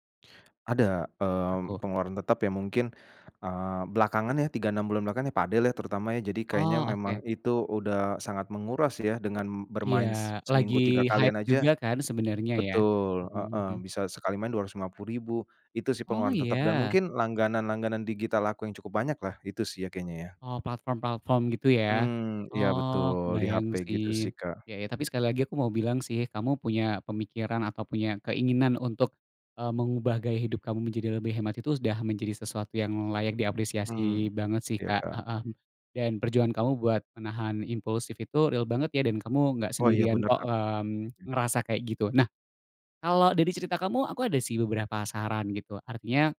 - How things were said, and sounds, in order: in English: "hype"; in English: "real"
- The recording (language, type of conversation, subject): Indonesian, advice, Bagaimana cara berhemat tanpa merasa kekurangan atau mengurangi kebahagiaan sehari-hari?